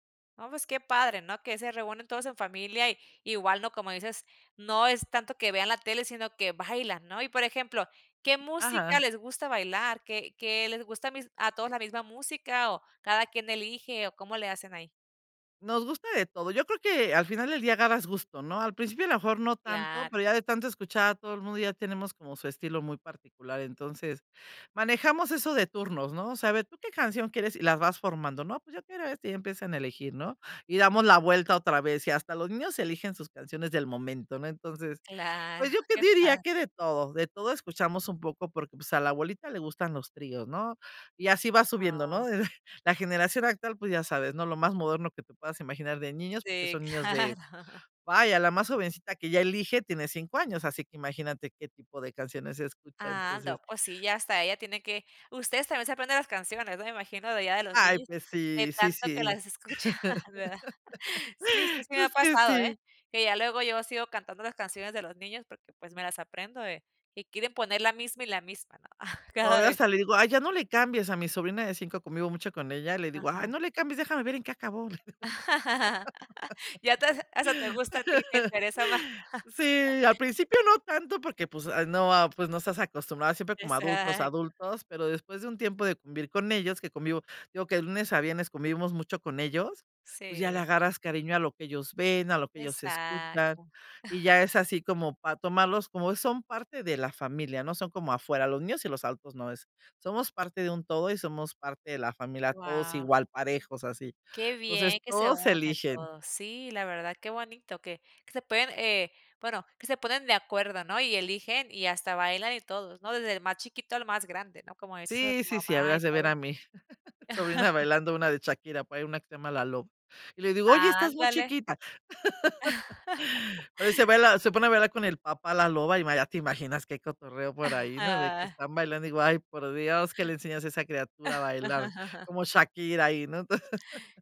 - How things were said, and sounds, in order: put-on voice: "Yo quiero esta"; other background noise; laughing while speaking: "de"; laughing while speaking: "claro"; laughing while speaking: "escuchan ¿verdad?"; chuckle; laughing while speaking: "Es que sí"; chuckle; laugh; laugh; laughing while speaking: "más"; chuckle; chuckle; chuckle; laughing while speaking: "Ajá"; chuckle; laughing while speaking: "Entonces"
- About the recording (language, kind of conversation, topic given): Spanish, podcast, ¿Cómo se vive un domingo típico en tu familia?